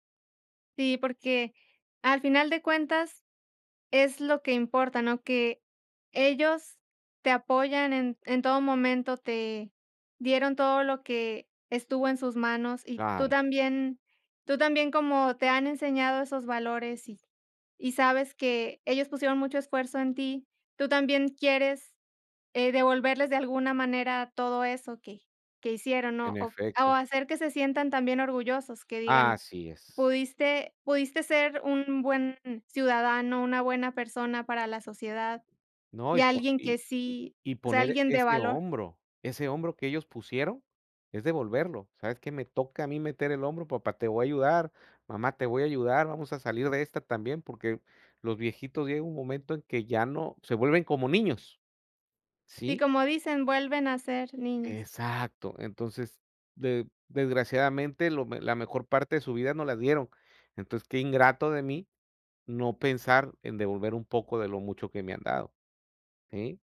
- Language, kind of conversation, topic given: Spanish, unstructured, ¿Crees que es justo que algunas personas mueran solas?
- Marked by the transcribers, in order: none